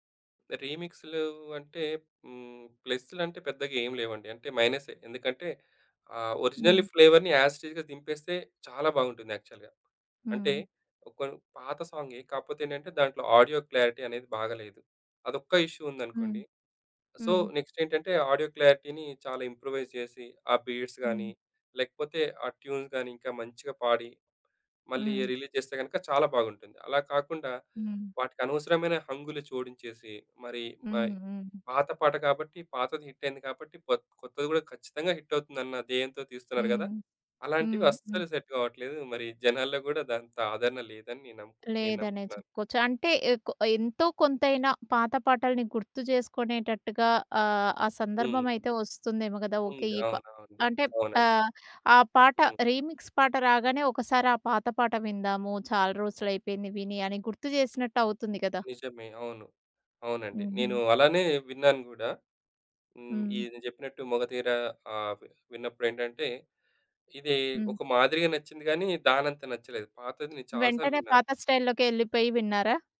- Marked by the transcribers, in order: in English: "ఒరిజినల్‌ని ఫ్లేవర్‌ని యాస్ ఇటీజ్"; in English: "యాక్చువల్‌గా"; in English: "ఆడియో క్లారిటీ"; in English: "ఇష్యూ"; in English: "సో, నెక్స్ట్"; in English: "ఆడియో క్లారిటీని"; in English: "ఇంప్రొవైజ్"; in English: "బీడ్స్"; in English: "ట్యూన్స్"; in English: "రిలీజ్"; in English: "సెట్"; in English: "రీమిక్స్"; other background noise; tapping; in English: "స్టైల్‌లోకే"
- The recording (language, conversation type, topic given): Telugu, podcast, సంగీతానికి మీ తొలి జ్ఞాపకం ఏమిటి?